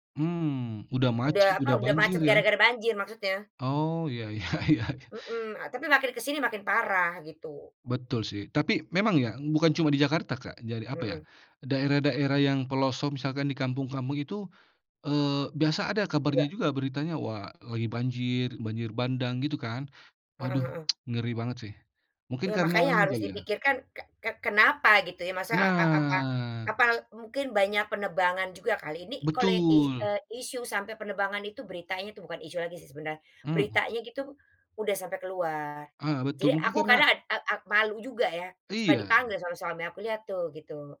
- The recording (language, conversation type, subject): Indonesian, unstructured, Apa yang membuatmu takut akan masa depan jika kita tidak menjaga alam?
- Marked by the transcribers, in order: laughing while speaking: "ya ya"; tsk; drawn out: "Nah"